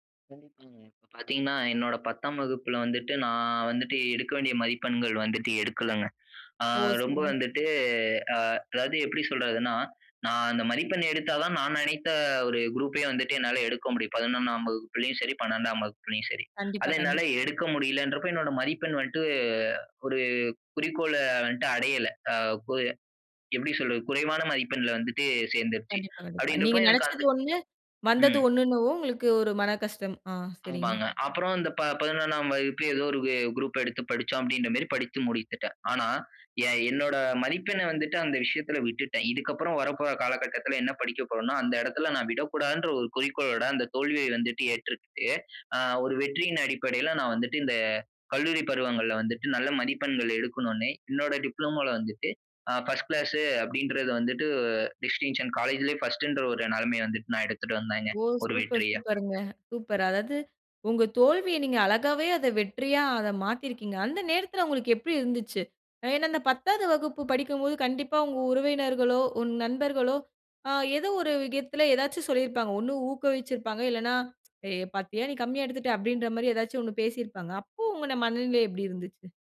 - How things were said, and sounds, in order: other background noise; in English: "டிஸ்டிங்ஷன்"
- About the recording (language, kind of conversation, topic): Tamil, podcast, சிறிய தோல்விகள் உன்னை எப்படி மாற்றின?